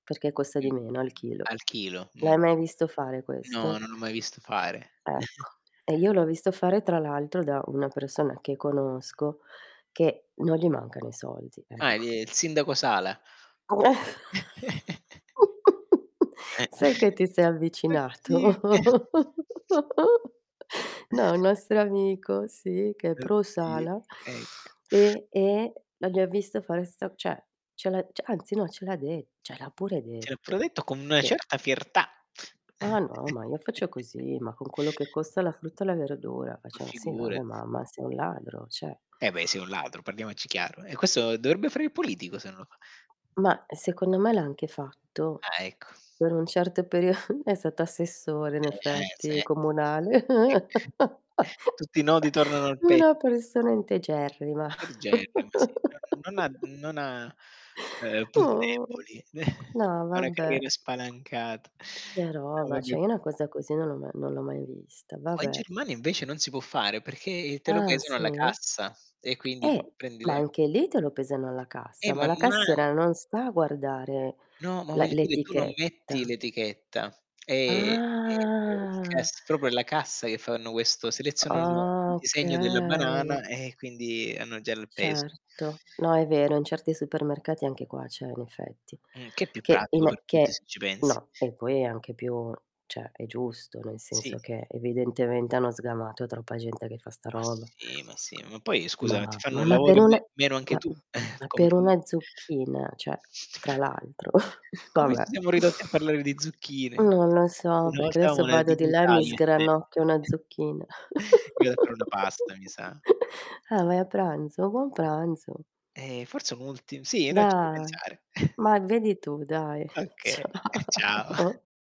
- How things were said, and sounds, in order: distorted speech; other background noise; chuckle; tapping; chuckle; chuckle; laughing while speaking: "Oddi e"; "cioè" said as "ceh"; "Cioè" said as "ceh"; chuckle; "cioè" said as "ceh"; chuckle; unintelligible speech; chuckle; chuckle; "cioè" said as "ceh"; chuckle; "dire" said as "dile"; drawn out: "Ah!"; surprised: "Ah!"; "proprio" said as "propo"; drawn out: "Ah, okay"; "cioè" said as "ceh"; chuckle; unintelligible speech; other noise; "cioè" said as "ceh"; chuckle; "avevamo" said as "aveamo"; chuckle; chuckle; laughing while speaking: "Occhee"; "Okay" said as "Occhee"; chuckle; background speech; laughing while speaking: "Ciao"; chuckle
- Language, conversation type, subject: Italian, unstructured, Qual è lo snack che preferisci sgranocchiare mentre cucini?
- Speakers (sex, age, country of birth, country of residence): female, 50-54, Italy, Italy; male, 40-44, Italy, Germany